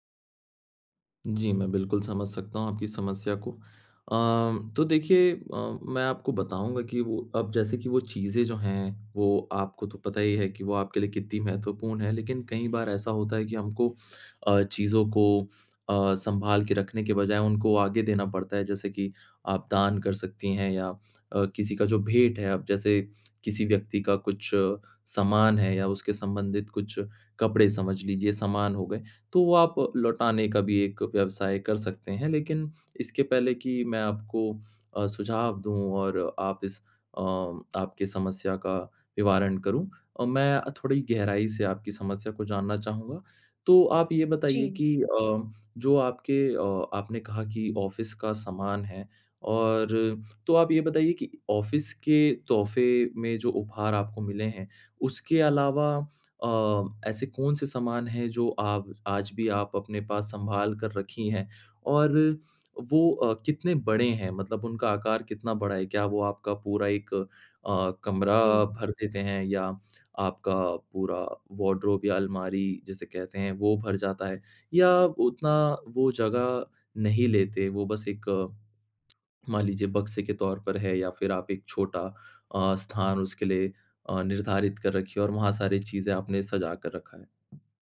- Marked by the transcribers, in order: lip smack; in English: "ऑफ़िस"; in English: "ऑफ़िस"; in English: "वार्डरोब"
- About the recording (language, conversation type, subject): Hindi, advice, उपहारों और यादगार चीज़ों से घर भर जाने पर उन्हें छोड़ना मुश्किल क्यों लगता है?